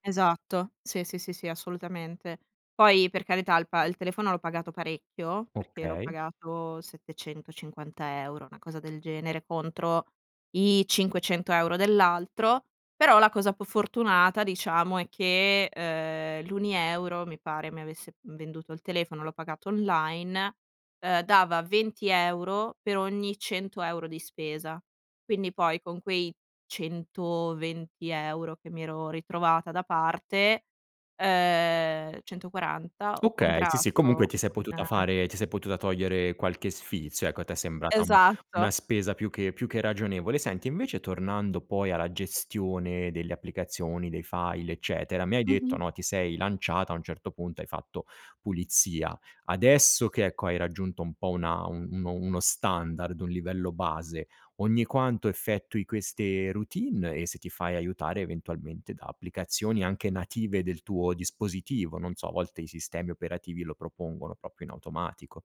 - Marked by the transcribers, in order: other background noise; "proprio" said as "propio"
- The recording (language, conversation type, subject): Italian, podcast, Come affronti il decluttering digitale?